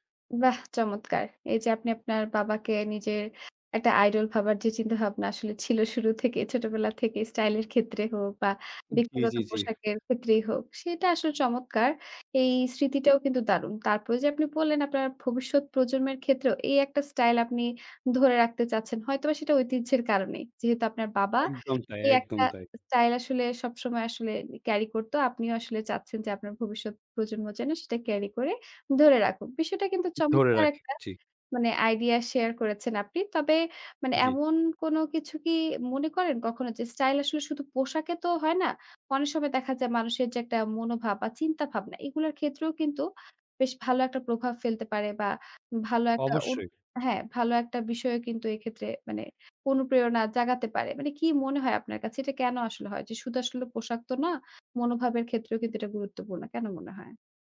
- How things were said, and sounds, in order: tapping; other background noise
- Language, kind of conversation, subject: Bengali, podcast, কোন অভিজ্ঞতা তোমার ব্যক্তিগত স্টাইল গড়তে সবচেয়ে বড় ভূমিকা রেখেছে?